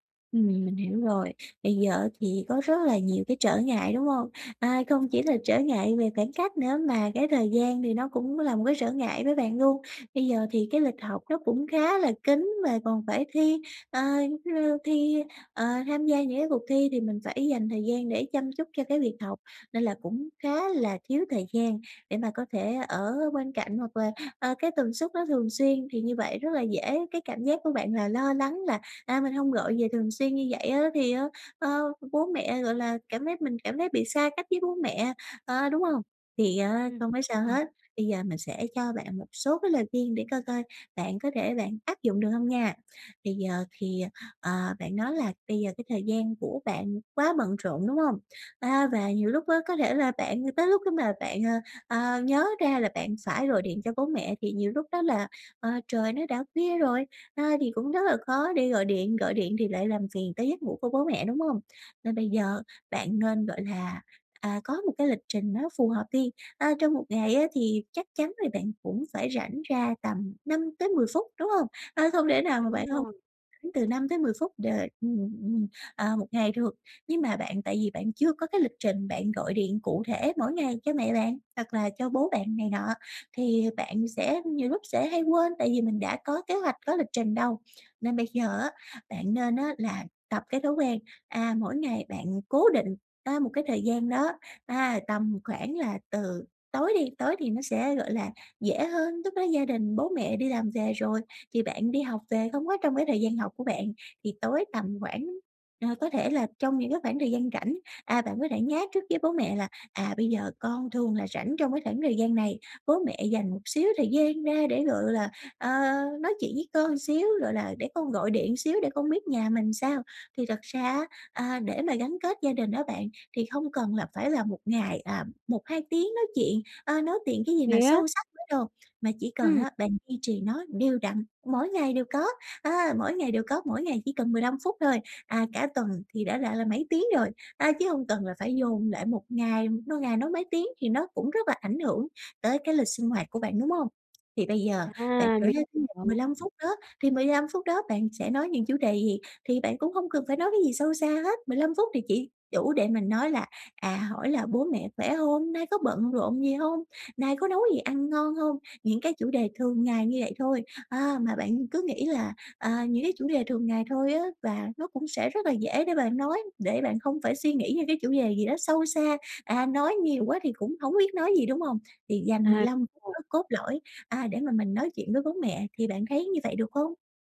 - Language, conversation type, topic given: Vietnamese, advice, Làm thế nào để duy trì sự gắn kết với gia đình khi sống xa nhà?
- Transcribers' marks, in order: tapping; "đề" said as "dề"; unintelligible speech